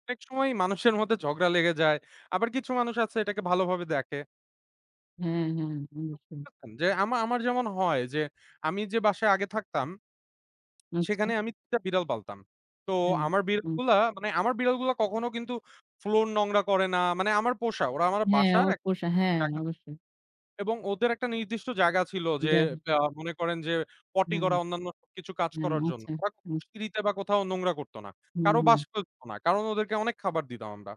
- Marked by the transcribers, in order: unintelligible speech; unintelligible speech; tapping
- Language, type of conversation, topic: Bengali, unstructured, পোষা প্রাণীর সঙ্গে সময় কাটালে আপনার মন কীভাবে ভালো থাকে?